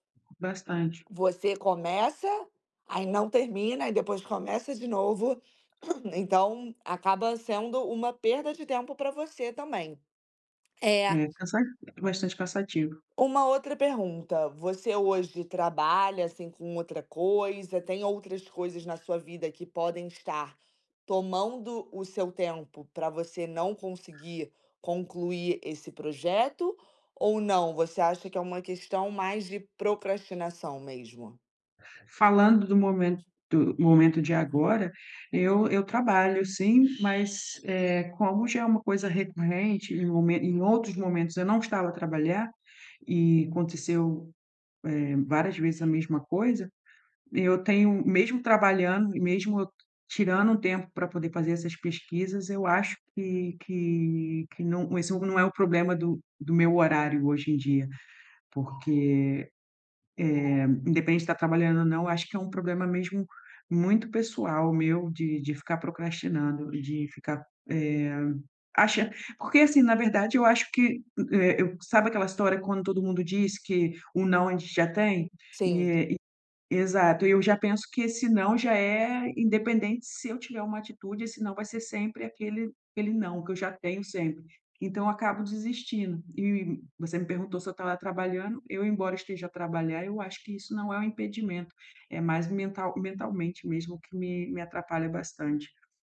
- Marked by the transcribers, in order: other background noise; throat clearing; tapping
- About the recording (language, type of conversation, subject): Portuguese, advice, Como posso parar de pular entre ideias e terminar meus projetos criativos?